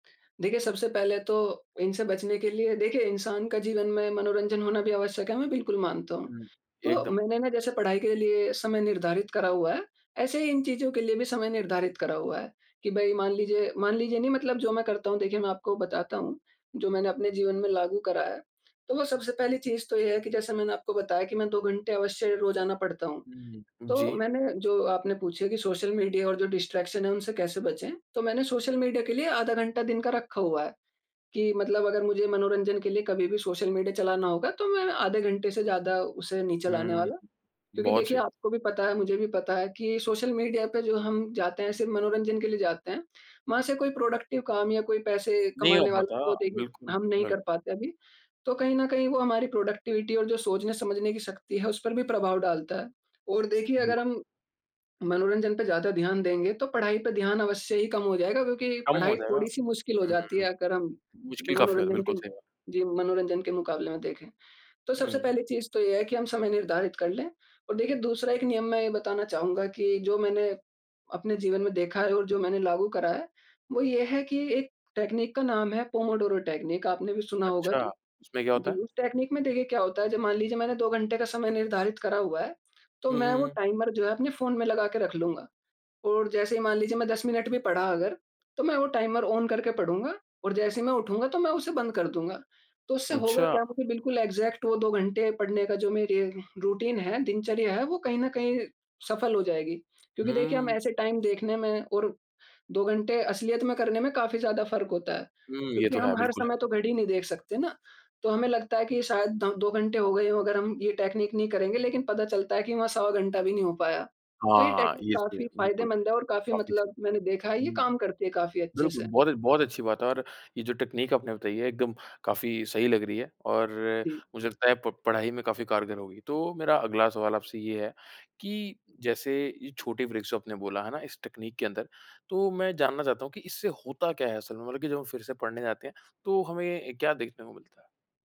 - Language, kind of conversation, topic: Hindi, podcast, पढ़ाई में समय का सही इस्तेमाल कैसे किया जाए?
- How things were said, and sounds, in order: in English: "डिस्ट्रैक्शन"; in English: "प्रोडक्टिव"; in English: "प्रोडक्टिविटी"; other background noise; tapping; in English: "टेकनीक"; in English: "टेकनीक"; in English: "टेकनीक"; in English: "टाइमर"; in English: "टाइमर ऑन"; in English: "एग्ज़ैक्ट"; in English: "रूटीन"; in English: "टाइम"; in English: "टेकनीक"; in English: "टेकनीक"; in English: "ब्रेकस"